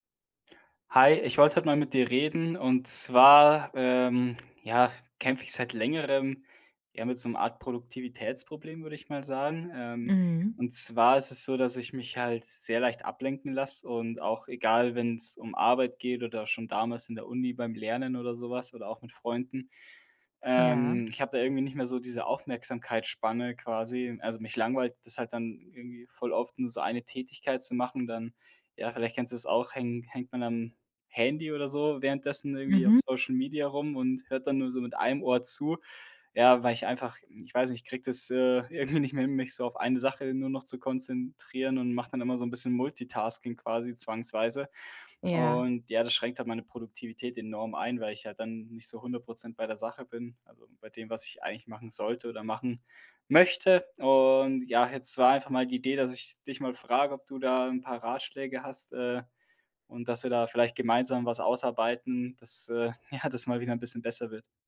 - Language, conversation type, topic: German, advice, Wie raubt dir ständiges Multitasking Produktivität und innere Ruhe?
- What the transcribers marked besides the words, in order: laughing while speaking: "irgendwie"; stressed: "möchte"; laughing while speaking: "ja"